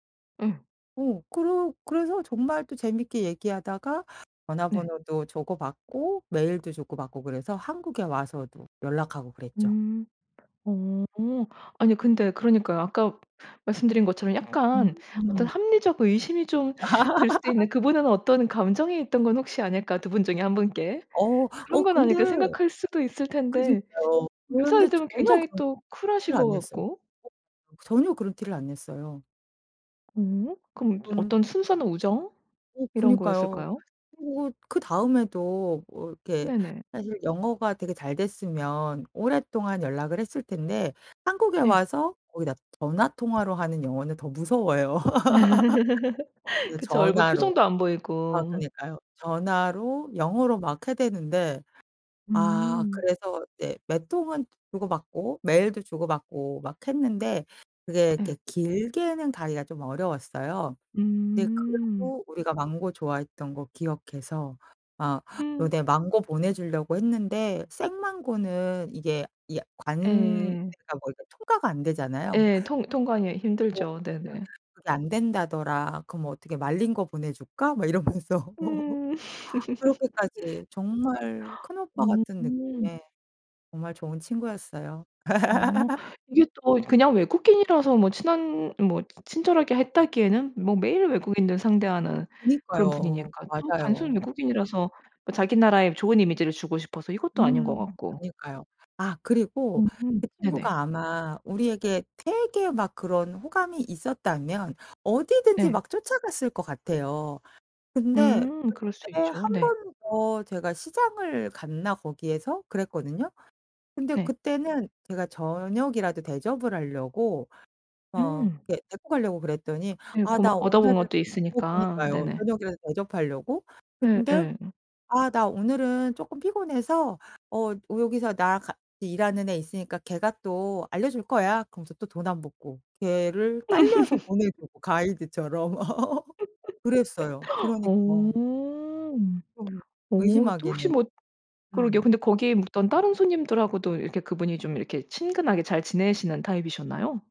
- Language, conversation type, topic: Korean, podcast, 뜻밖의 친절을 받은 적이 있으신가요?
- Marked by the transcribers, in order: tapping; laugh; other background noise; laugh; unintelligible speech; laugh; gasp; laughing while speaking: "이러면서"; laugh; laugh; laugh; laugh